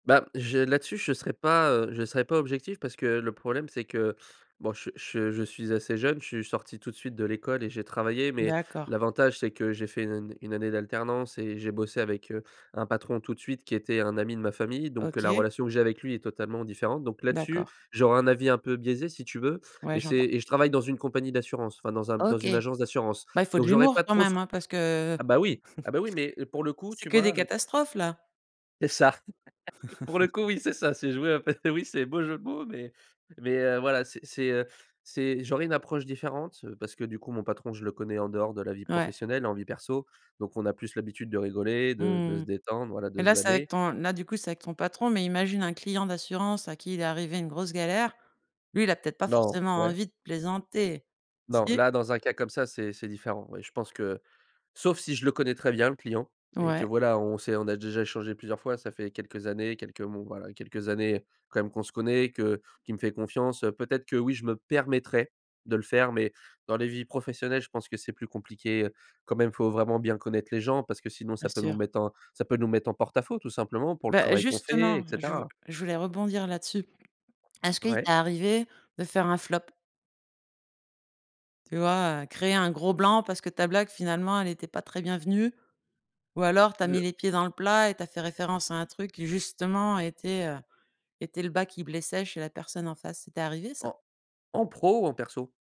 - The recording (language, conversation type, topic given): French, podcast, Comment utilises-tu l’humour pour détendre une discussion ?
- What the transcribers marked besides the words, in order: tapping; chuckle; chuckle; laughing while speaking: "Pour le coup, oui, c'est … de mots, mais"; chuckle; other background noise; stressed: "permettrais"